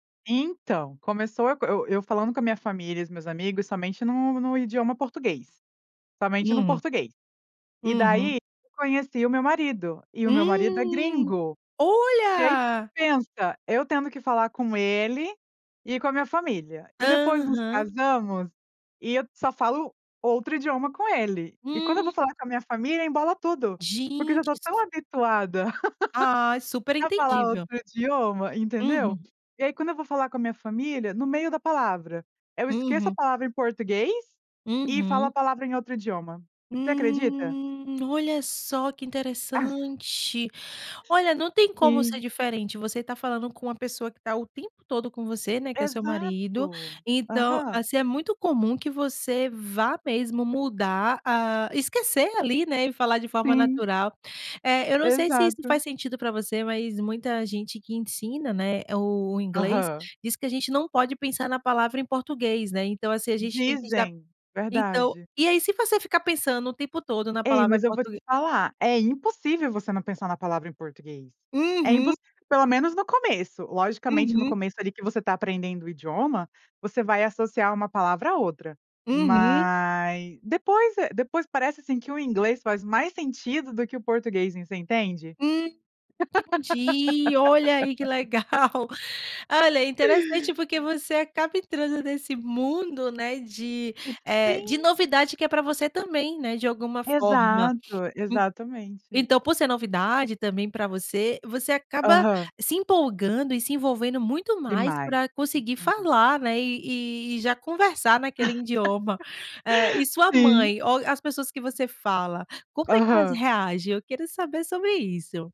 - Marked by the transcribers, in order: laugh; chuckle; laugh; other noise; unintelligible speech; laugh
- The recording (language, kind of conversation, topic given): Portuguese, podcast, Como você mistura idiomas quando conversa com a família?